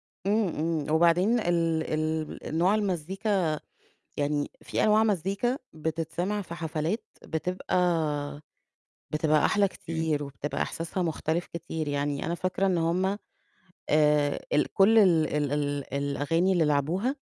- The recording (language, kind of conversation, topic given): Arabic, podcast, احكيلي عن أول حفلة حضرتها كانت إزاي؟
- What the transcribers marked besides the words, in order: none